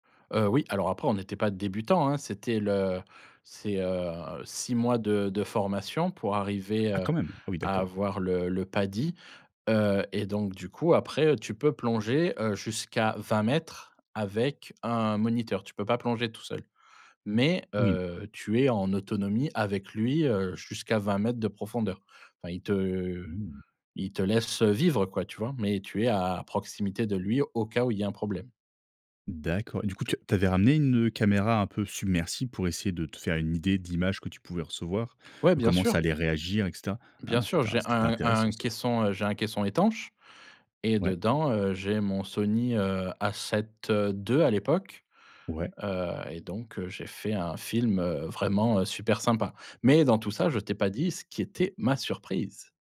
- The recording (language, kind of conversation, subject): French, podcast, Quel voyage t’a réservé une surprise dont tu te souviens encore ?
- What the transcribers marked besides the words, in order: other background noise; stressed: "surprise"